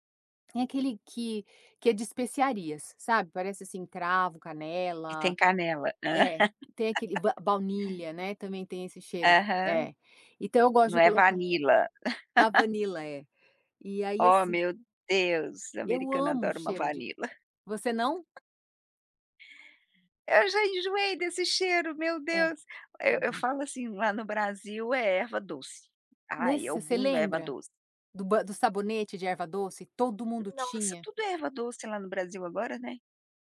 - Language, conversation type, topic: Portuguese, podcast, O que deixa um lar mais aconchegante para você?
- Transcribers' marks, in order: other background noise; laugh; laugh; tapping; laugh